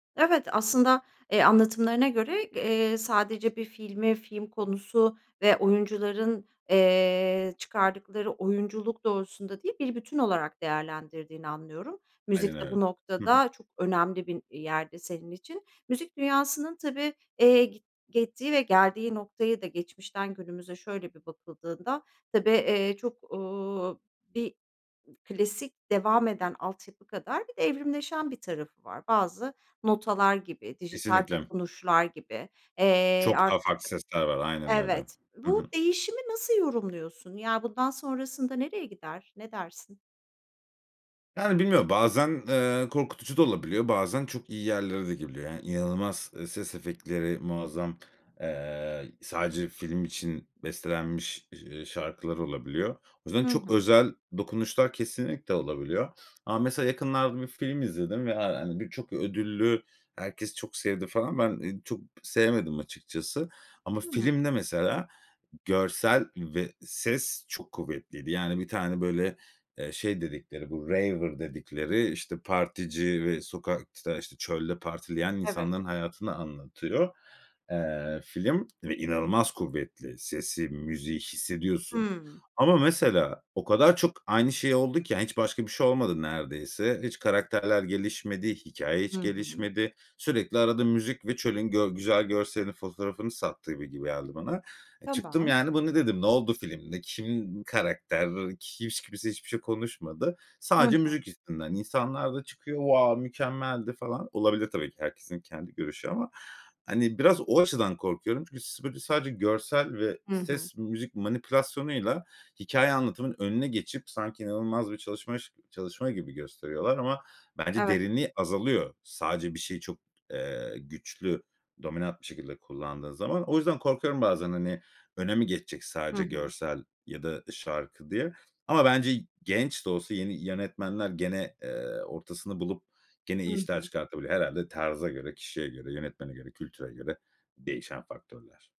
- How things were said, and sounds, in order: tapping; sniff; in English: "raver"; in English: "wow"
- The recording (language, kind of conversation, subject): Turkish, podcast, Bir filmin bir şarkıyla özdeşleştiği bir an yaşadın mı?